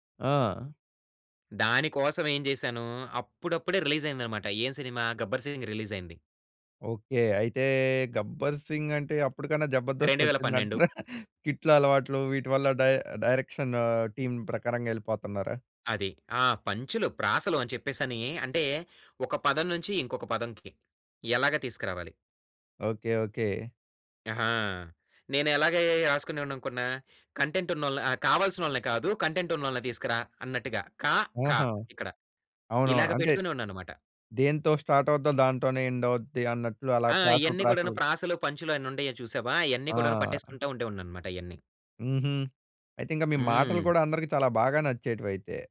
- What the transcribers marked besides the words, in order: in English: "రిలీజ్"; in English: "రిలీజ్"; chuckle; in English: "డై డైరెక్షన్ టీమ్"; in English: "కంటెంట్"; in English: "కంటెంట్"; in English: "స్టార్ట్"; in English: "ఎండ్"; other background noise
- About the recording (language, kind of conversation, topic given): Telugu, podcast, కొత్త ఆలోచనలు రావడానికి మీరు ఏ పద్ధతులను అనుసరిస్తారు?